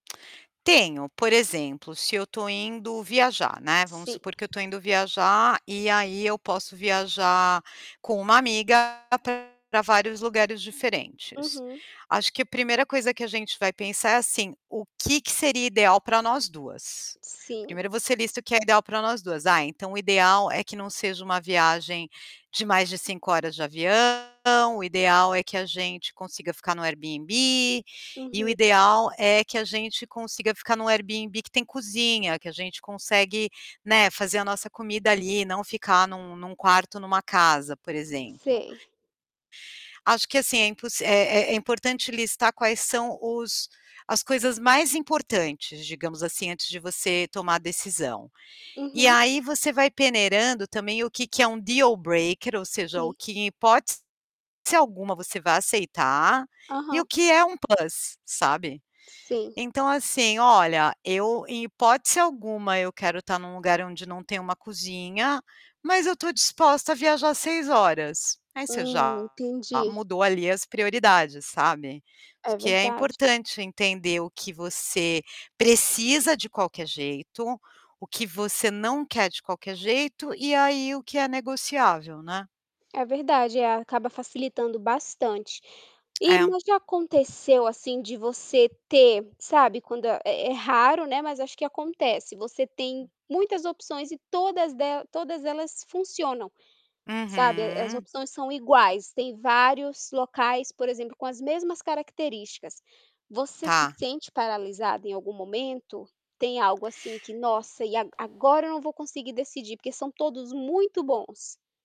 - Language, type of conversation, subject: Portuguese, podcast, Como você lida com muitas opções ao mesmo tempo?
- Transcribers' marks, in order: tapping; distorted speech; other background noise; in English: "dealbreaker"; in English: "plus"; static